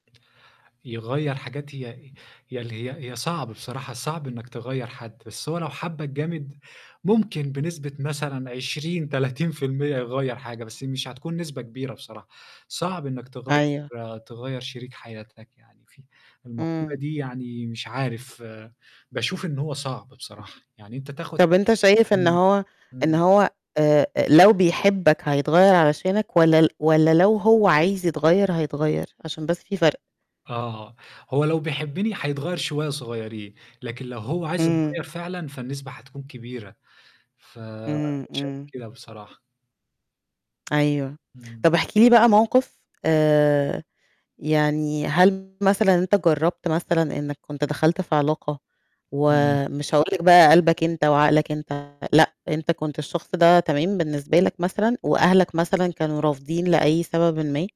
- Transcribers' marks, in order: static; distorted speech; tapping
- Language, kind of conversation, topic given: Arabic, podcast, إزاي بتختار شريك حياتك من وجهة نظرك؟